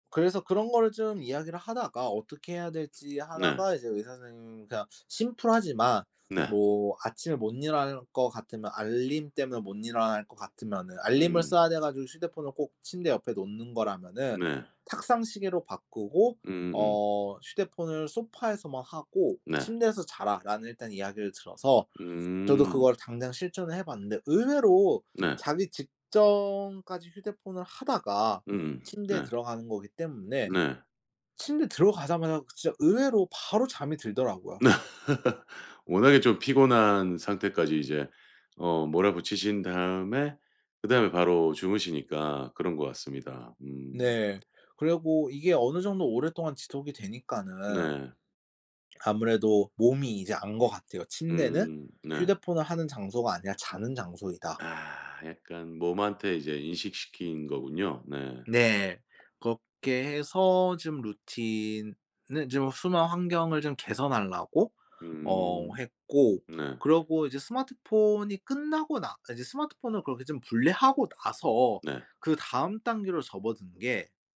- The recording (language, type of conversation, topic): Korean, podcast, 수면 환경에서 가장 신경 쓰는 건 뭐예요?
- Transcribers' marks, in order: tapping; laugh